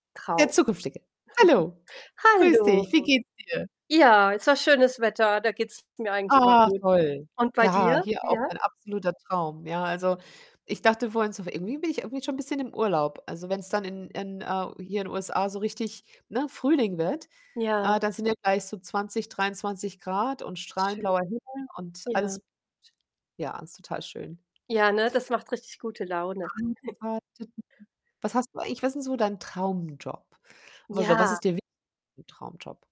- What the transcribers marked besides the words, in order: other background noise; chuckle; distorted speech; unintelligible speech; unintelligible speech; chuckle; unintelligible speech; unintelligible speech
- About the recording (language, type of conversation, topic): German, unstructured, Wie stellst du dir deinen idealen Job vor?